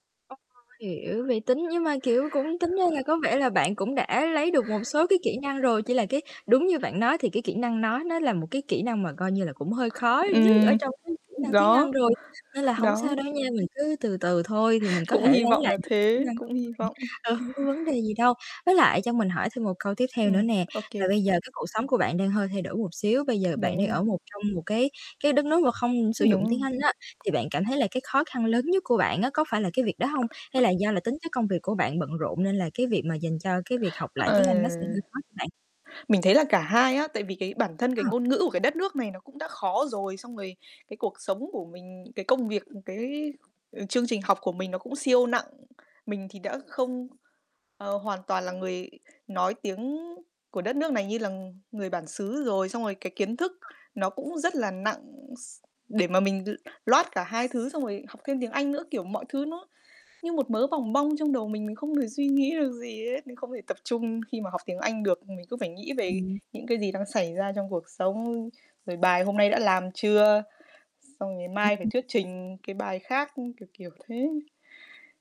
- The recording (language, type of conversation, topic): Vietnamese, advice, Tôi nên làm gì để duy trì động lực khi tiến độ công việc chững lại?
- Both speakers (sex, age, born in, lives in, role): female, 20-24, Vietnam, Germany, user; female, 20-24, Vietnam, Vietnam, advisor
- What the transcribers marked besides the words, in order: distorted speech; other background noise; tapping; static; unintelligible speech; in English: "l load"; mechanical hum